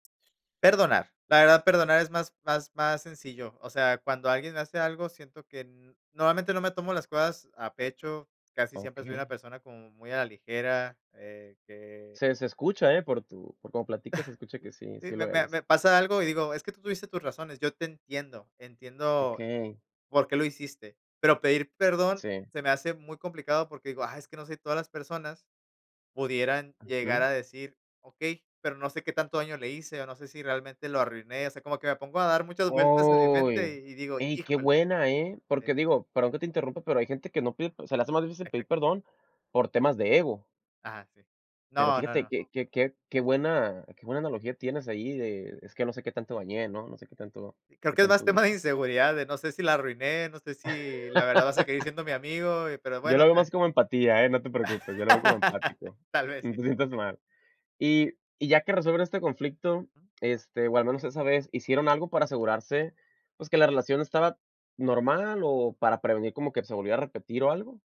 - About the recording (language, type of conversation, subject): Spanish, podcast, ¿Cómo manejas un conflicto con un amigo cercano?
- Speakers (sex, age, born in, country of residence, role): male, 25-29, Mexico, Mexico, host; male, 30-34, Mexico, Mexico, guest
- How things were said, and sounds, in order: chuckle; unintelligible speech; laugh; chuckle; other background noise